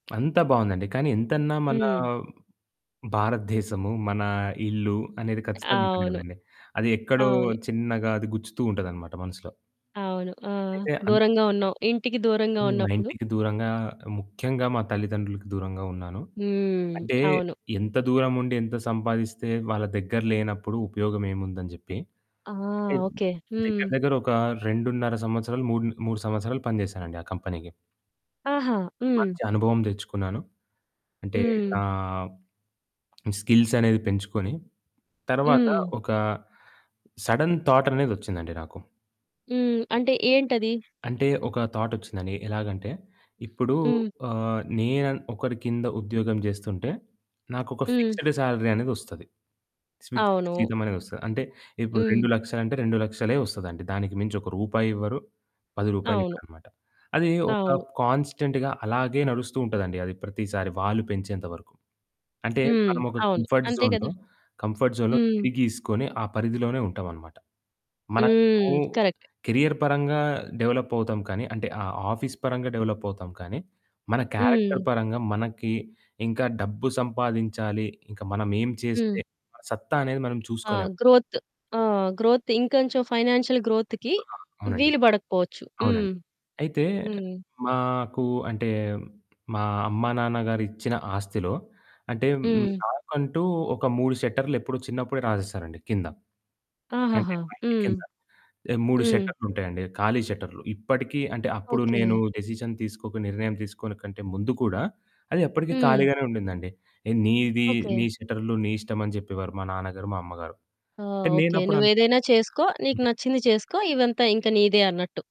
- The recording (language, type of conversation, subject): Telugu, podcast, మీ కెరీర్ దిశ మార్చుకోవాలనిపించిన సందర్భం ఏది, ఎందుకు?
- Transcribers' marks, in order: in English: "కంపెనీకి"; lip smack; in English: "సడెన్"; other background noise; in English: "థాట్"; in English: "ఫిక్స్‌డ్ సాలరీ"; in English: "ఫిక్స్‌డ్"; in English: "కాన్‌స్టెంట్‌గా"; in English: "కంఫర్ట్ జోన్‌లో కంఫర్ట్ జోన్‌లో"; in English: "కరెక్ట్"; distorted speech; in English: "కేరియర్"; in English: "క్యారెక్టర్"; in English: "గ్రోత్"; in English: "గ్రోత్"; in English: "ఫైనాన్షియల్ గ్రోత్‌కి"; in English: "డెసిషన్"